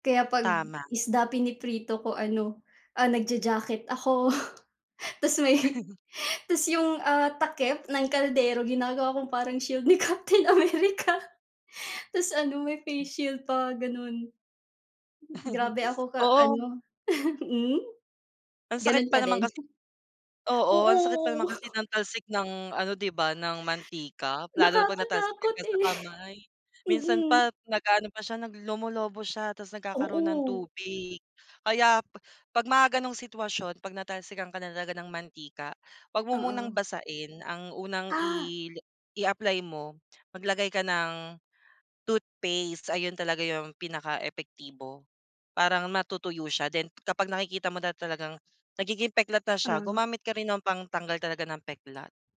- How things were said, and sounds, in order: chuckle; laugh; laughing while speaking: "Captain America"; laugh; laugh; laugh; wind; other background noise
- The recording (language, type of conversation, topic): Filipino, unstructured, Ano ang unang pagkaing natutunan mong lutuin?